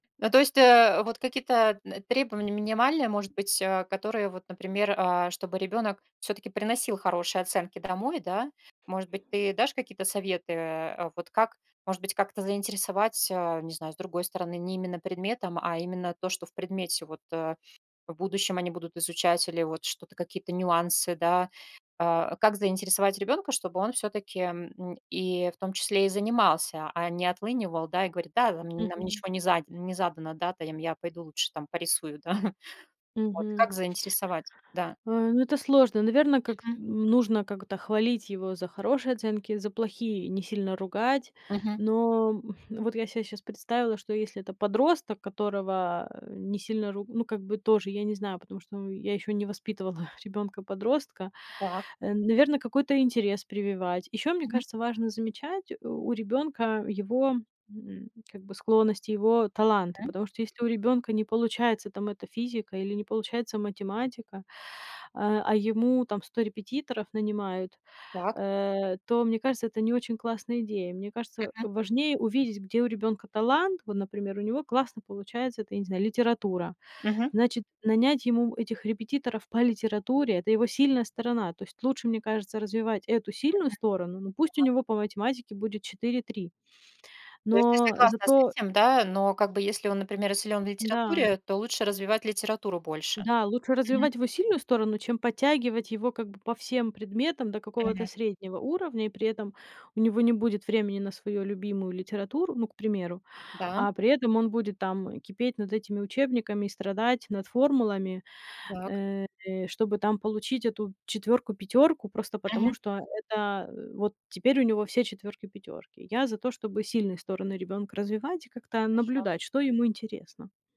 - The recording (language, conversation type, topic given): Russian, podcast, Что важнее в образовании — оценки или понимание?
- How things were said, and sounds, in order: other background noise; chuckle